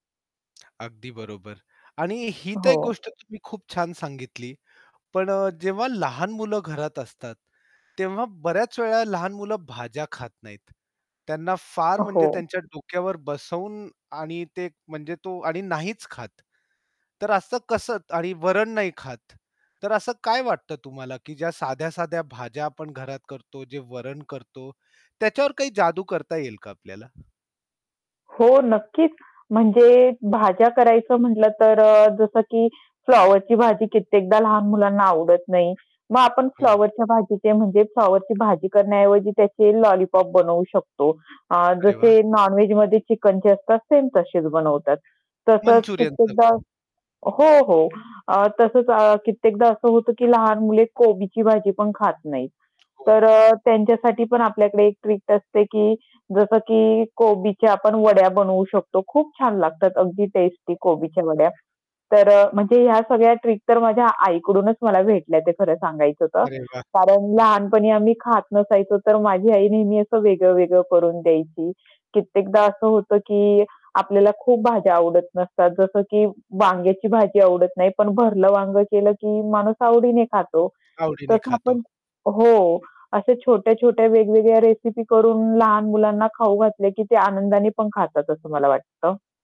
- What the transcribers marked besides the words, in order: distorted speech; other background noise; static; in English: "नॉन-वेजमध्ये"; other noise; tapping; in English: "ट्रिक"; in English: "ट्रिक"
- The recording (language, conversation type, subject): Marathi, podcast, घरच्या साध्या जेवणाची चव लगेचच उठावदार करणारी छोटी युक्ती कोणती आहे?